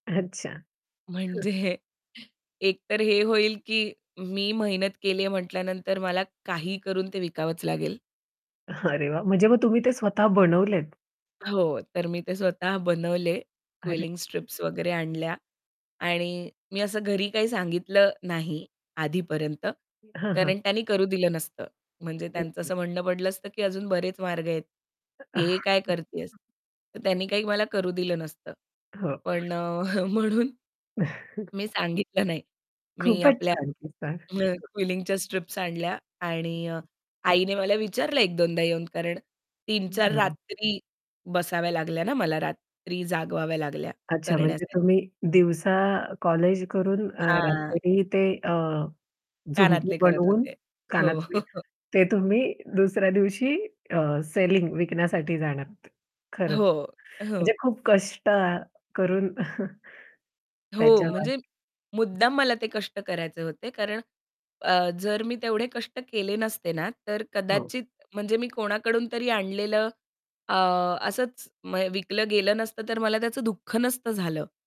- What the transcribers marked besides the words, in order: laughing while speaking: "म्हणजे"; chuckle; chuckle; tapping; in English: "क्विलिंग स्ट्रिप्स"; other background noise; static; distorted speech; unintelligible speech; chuckle; laughing while speaking: "म्हणून"; chuckle; in English: "क्विलिंगच्या स्ट्रिप्स"; laughing while speaking: "हो"; chuckle; chuckle; unintelligible speech
- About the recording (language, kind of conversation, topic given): Marathi, podcast, तुम्ही आयुष्यातील सुरुवातीचं एखादं आव्हान कसं पार केलं?